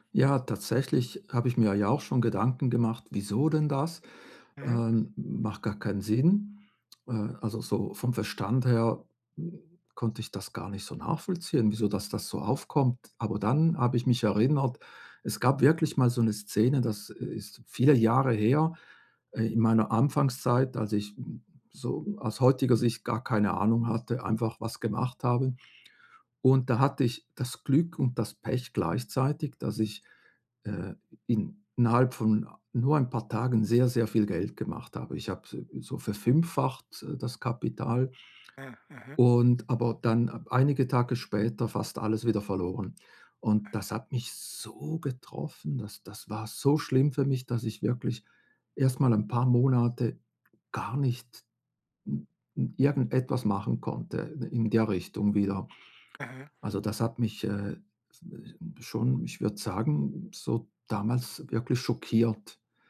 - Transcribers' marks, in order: tapping; other background noise; stressed: "so"
- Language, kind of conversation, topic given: German, advice, Wie kann ich besser mit der Angst vor dem Versagen und dem Erwartungsdruck umgehen?
- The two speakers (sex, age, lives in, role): male, 55-59, Germany, user; male, 60-64, Germany, advisor